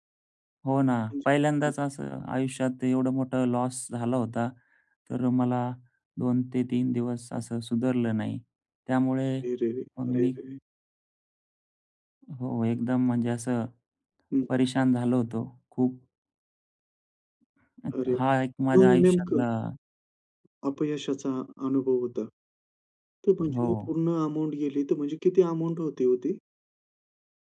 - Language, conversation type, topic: Marathi, podcast, कामात अपयश आलं तर तुम्ही काय शिकता?
- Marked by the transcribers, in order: in English: "लॉस"; sad: "रे, रे, रे! अरे, रे, रे!"